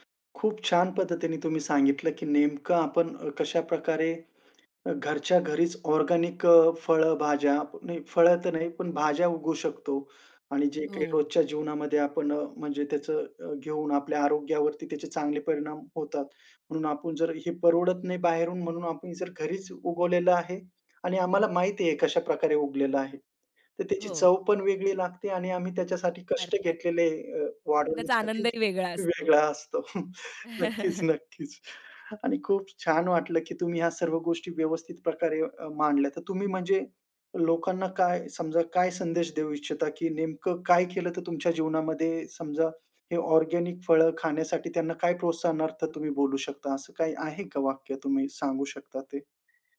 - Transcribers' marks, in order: tapping; other background noise; chuckle; other noise
- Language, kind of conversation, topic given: Marathi, podcast, सेंद्रिय अन्न खरंच अधिक चांगलं आहे का?